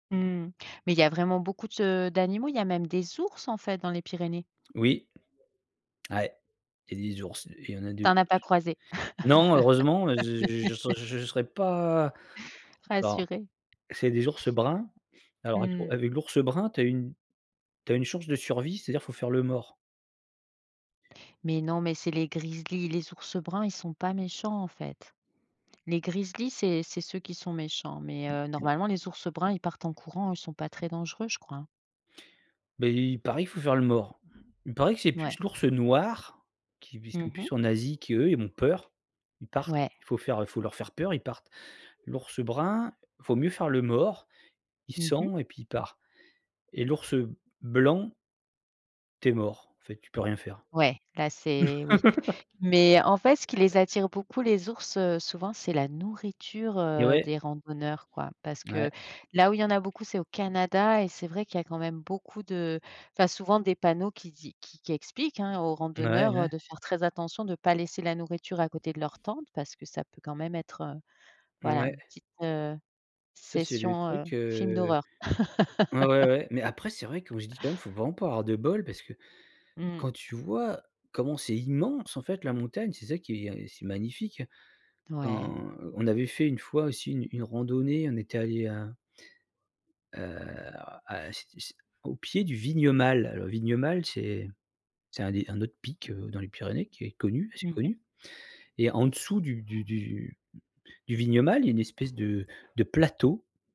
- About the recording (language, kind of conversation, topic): French, podcast, Quelle randonnée t’a vraiment marqué, et pourquoi ?
- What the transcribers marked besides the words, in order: other background noise; laugh; tapping; laugh; stressed: "nourriture"; laugh